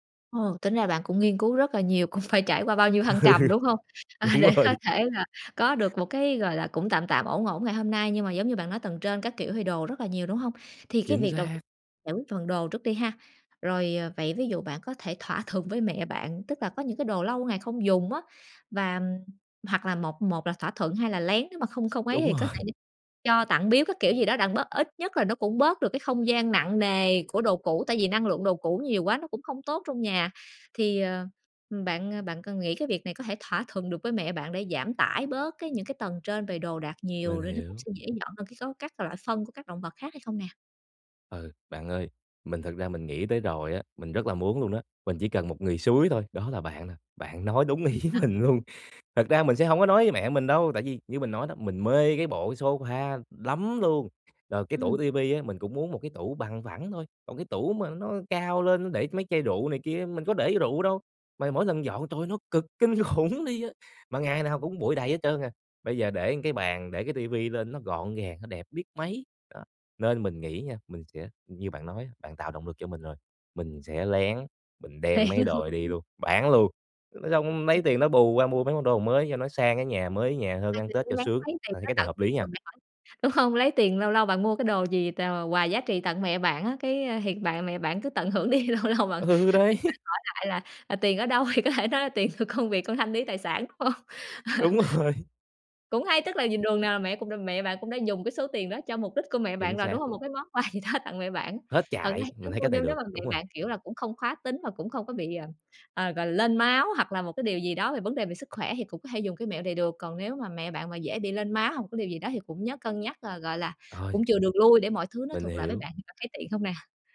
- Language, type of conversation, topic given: Vietnamese, advice, Làm sao để giữ nhà luôn gọn gàng lâu dài?
- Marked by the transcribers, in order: laughing while speaking: "phải"; laughing while speaking: "Ừ. Đúng rồi"; laughing while speaking: "À, để có thể"; tapping; laughing while speaking: "rồi"; other background noise; unintelligible speech; laughing while speaking: "ý mình luôn"; laughing while speaking: "khủng"; "một" said as "ờn"; laughing while speaking: "Lén hả?"; laughing while speaking: "đúng hông?"; laughing while speaking: "đi, lâu lâu bạn"; laughing while speaking: "Ừ, đấy"; laughing while speaking: "Thì có thể nói là … đúng hông? Ờ"; laughing while speaking: "rồi"; laughing while speaking: "quà gì đó"